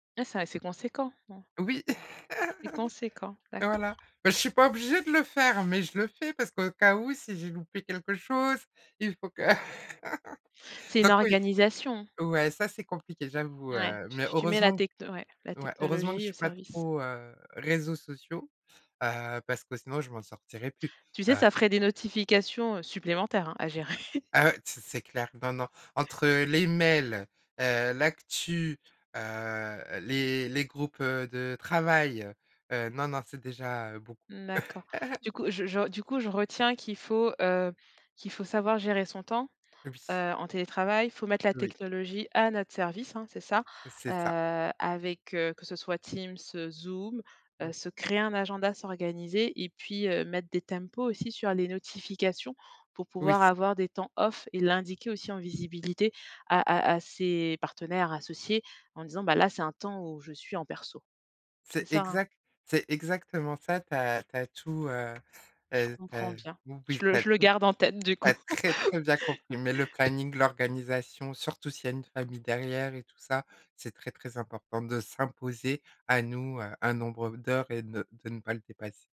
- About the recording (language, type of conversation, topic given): French, podcast, Quelle est ton expérience du télétravail et des outils numériques ?
- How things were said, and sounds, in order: tapping; chuckle; other background noise; laugh; laughing while speaking: "gérer"; chuckle; laugh; laugh